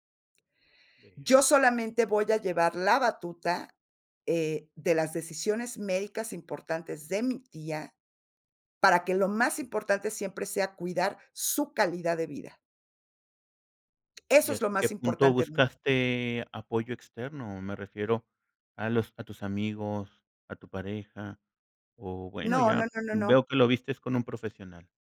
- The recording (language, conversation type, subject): Spanish, podcast, ¿Cómo manejas las decisiones cuando tu familia te presiona?
- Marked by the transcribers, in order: tapping